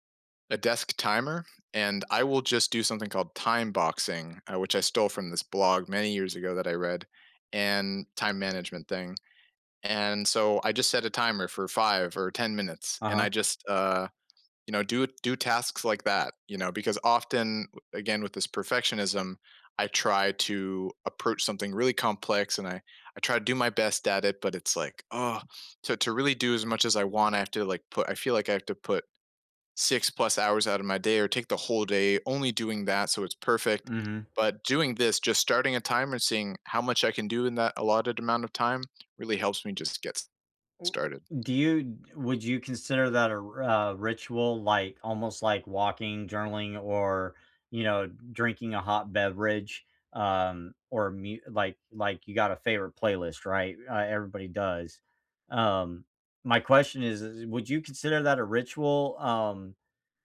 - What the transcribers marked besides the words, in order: other background noise; tapping; other noise
- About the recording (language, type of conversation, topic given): English, unstructured, How can you make time for reflection without it turning into rumination?